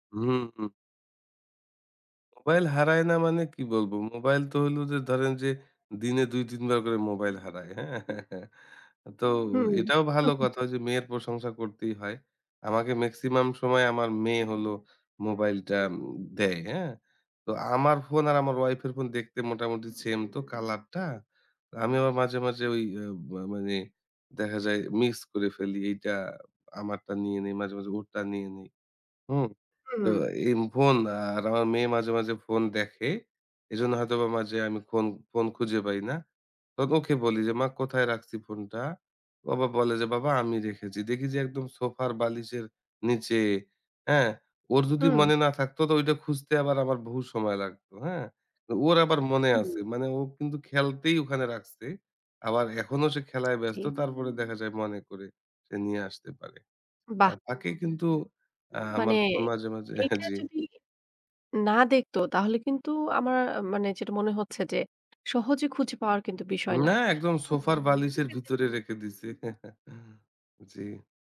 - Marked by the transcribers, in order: other background noise; chuckle; "ওকে" said as "ওখে"; tapping; laughing while speaking: "হ্যাঁ জ্বি"; chuckle
- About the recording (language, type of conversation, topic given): Bengali, podcast, রিমোট, চাবি আর ফোন বারবার হারানো বন্ধ করতে কী কী কার্যকর কৌশল মেনে চলা উচিত?